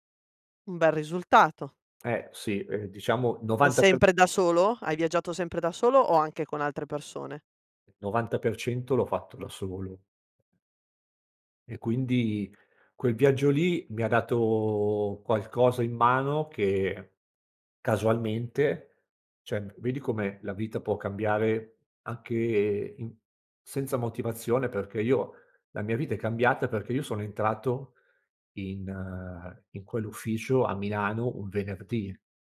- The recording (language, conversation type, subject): Italian, podcast, Qual è un viaggio che ti ha cambiato la vita?
- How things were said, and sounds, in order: unintelligible speech; "cioè" said as "ceh"